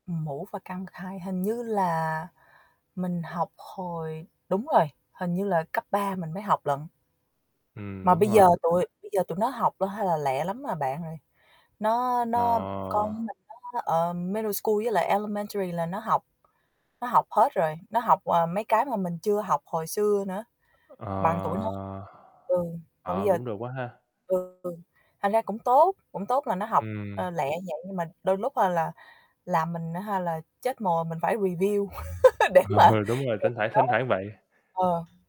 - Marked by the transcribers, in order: other background noise; distorted speech; in English: "middle school"; in English: "elementary"; laughing while speaking: "Ờ"; in English: "review"; laugh
- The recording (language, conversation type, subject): Vietnamese, unstructured, Bạn có bao giờ muốn quay lại một khoảnh khắc trong quá khứ không?
- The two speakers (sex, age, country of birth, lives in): female, 40-44, Vietnam, United States; male, 25-29, Vietnam, United States